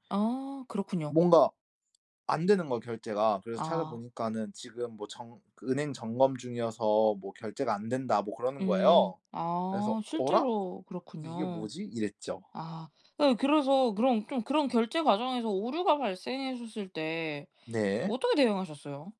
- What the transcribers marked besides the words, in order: none
- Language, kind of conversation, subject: Korean, podcast, 온라인 결제할 때 가장 걱정되는 건 무엇인가요?